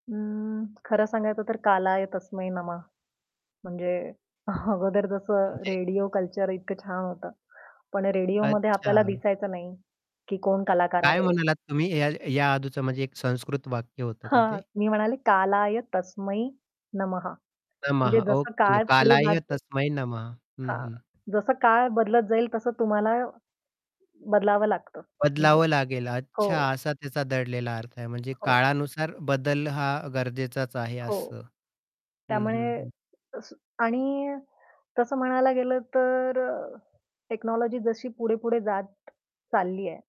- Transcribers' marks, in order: static; tapping; chuckle; "आधीच" said as "अदुच"; other background noise; distorted speech; in English: "टेक्नॉलॉजी"
- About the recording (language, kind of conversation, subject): Marathi, podcast, तुला कायमसोबत ठेवावंसं वाटणारं एक गाणं कोणतं आहे?